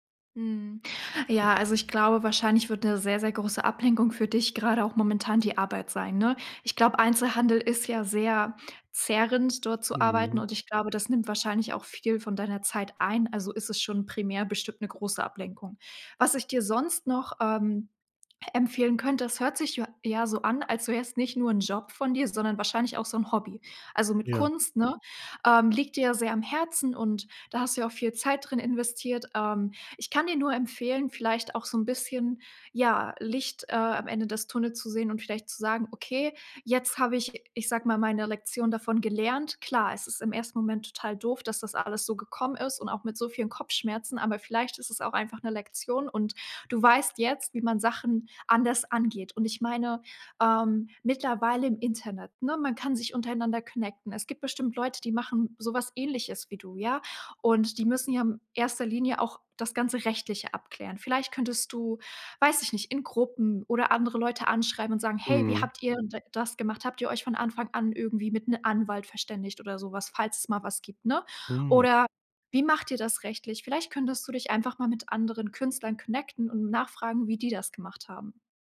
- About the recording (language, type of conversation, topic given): German, advice, Wie finde ich nach einer Trennung wieder Sinn und neue Orientierung, wenn gemeinsame Zukunftspläne weggebrochen sind?
- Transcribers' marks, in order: in English: "connecten"; in English: "connecten"